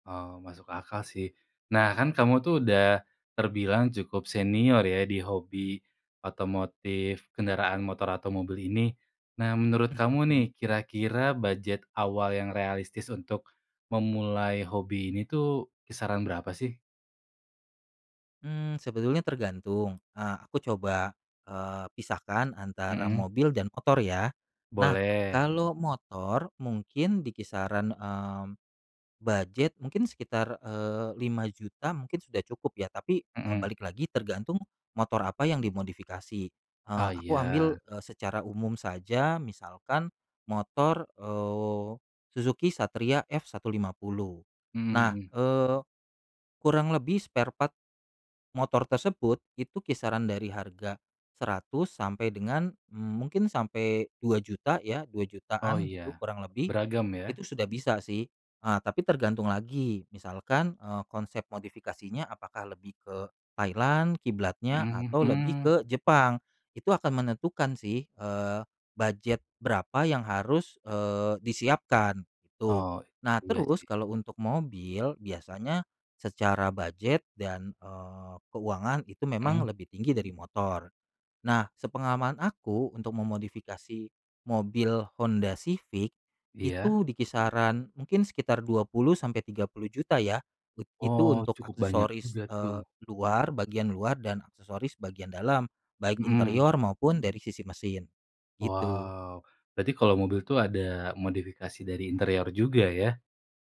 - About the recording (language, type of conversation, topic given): Indonesian, podcast, Tips untuk pemula yang ingin mencoba hobi ini
- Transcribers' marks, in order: in English: "spare part"